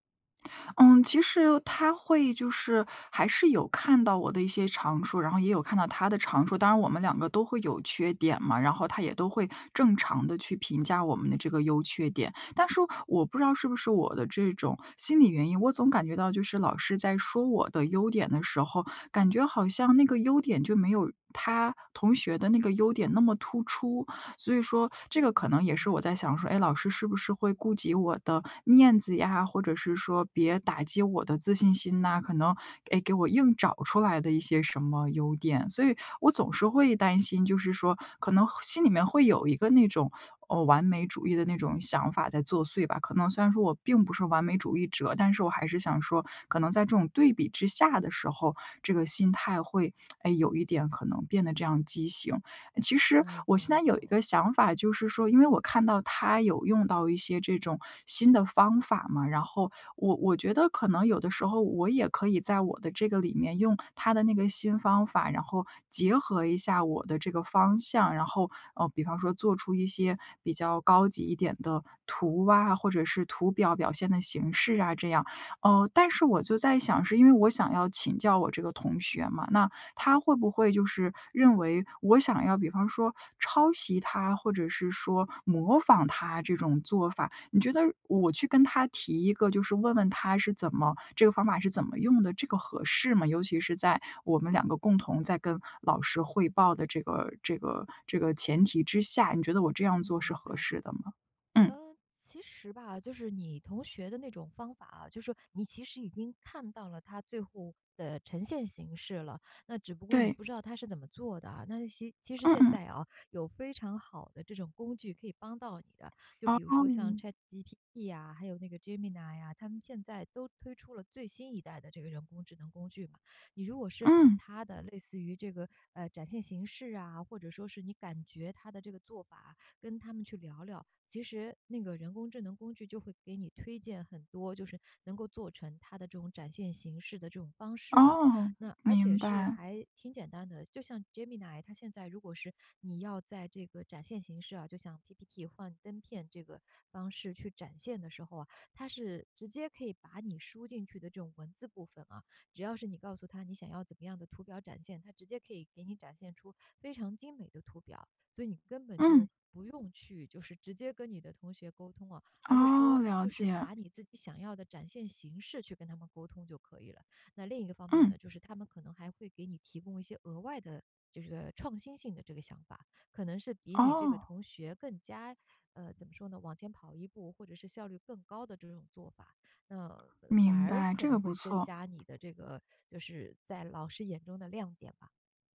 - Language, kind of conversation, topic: Chinese, advice, 你通常在什么情况下会把自己和别人比较，这种比较又会如何影响你的创作习惯？
- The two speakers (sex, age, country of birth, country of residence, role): female, 30-34, China, United States, user; female, 45-49, China, United States, advisor
- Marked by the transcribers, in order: lip smack; laughing while speaking: "白"; other background noise